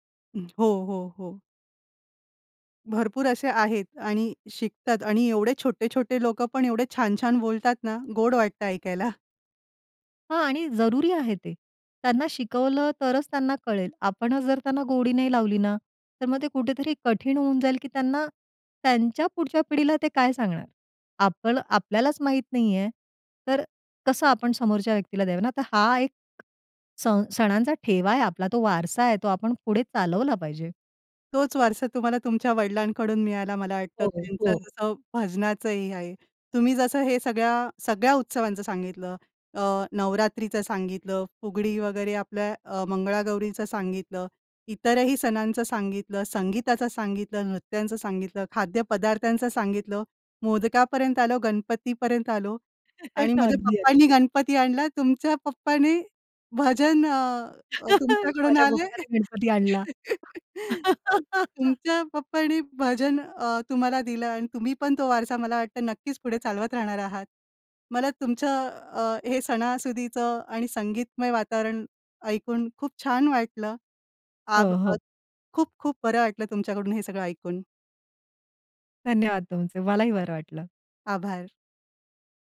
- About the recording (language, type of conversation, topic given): Marathi, podcast, सण-उत्सवांमुळे तुमच्या घरात कोणते संगीत परंपरेने टिकून राहिले आहे?
- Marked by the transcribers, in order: tapping; other background noise; laughing while speaking: "ऐकायला"; chuckle; laughing while speaking: "अगदी, अगदी"; chuckle; laughing while speaking: "माझ्या पप्पाने गणपती आणला"; laugh